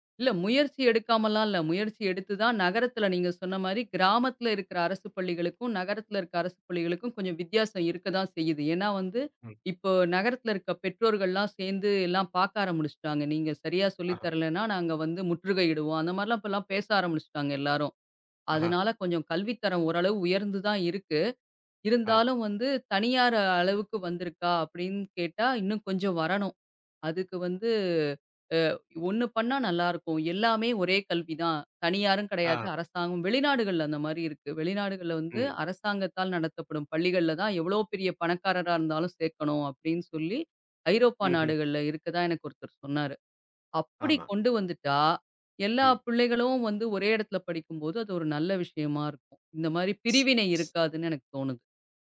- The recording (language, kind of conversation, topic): Tamil, podcast, அரசுப் பள்ளியா, தனியார் பள்ளியா—உங்கள் கருத்து என்ன?
- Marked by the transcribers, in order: "ஆரம்பிச்சிட்டாங்க" said as "ஆரமுடுச்சிட்டாங்க"; "ஆரம்பிச்சிட்டாங்க" said as "ஆரமுடுச்சிட்டாங்க"; shush